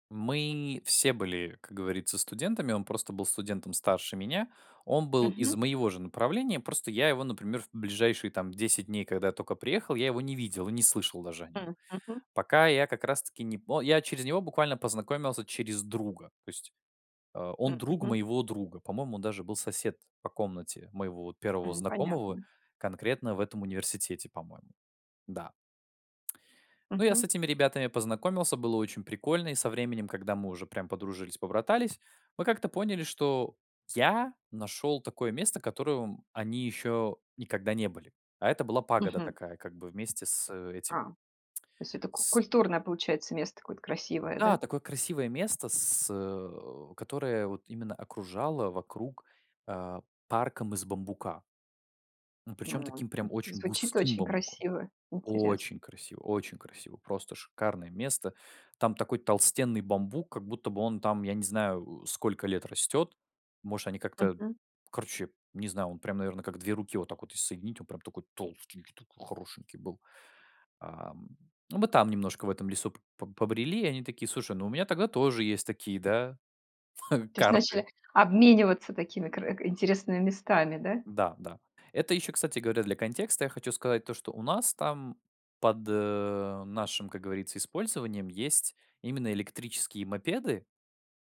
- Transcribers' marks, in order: tapping; lip smack; stressed: "я"; lip smack; stressed: "густым"; drawn out: "Очень"; stressed: "толстенький"; chuckle; stressed: "обмениваться"
- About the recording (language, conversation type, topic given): Russian, podcast, Расскажи о человеке, который показал тебе скрытое место?